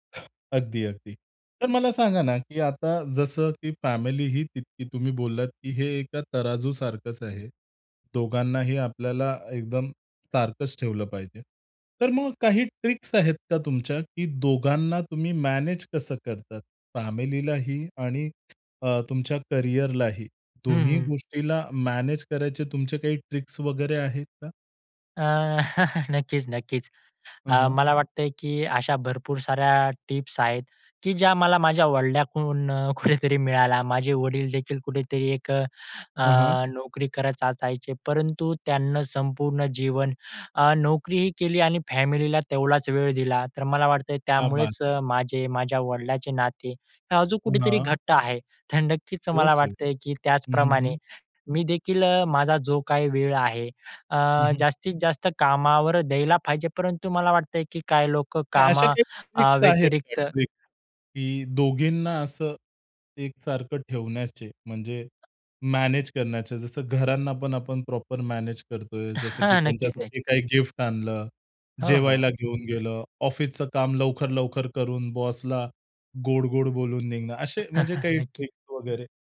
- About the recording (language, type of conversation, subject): Marathi, podcast, कुटुंब आणि करिअरमध्ये प्राधान्य कसे ठरवता?
- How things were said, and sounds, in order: cough; tapping; in English: "ट्रिक्स"; in English: "ट्रिक्स"; chuckle; "वडिलांकडून" said as "वल्डाकडून"; other background noise; in Hindi: "क्या बात है!"; unintelligible speech; in English: "ट्रिक्स"; in English: "ट्रिक्स"; in English: "प्रॉपर"; chuckle; chuckle; in English: "ट्रिक्स"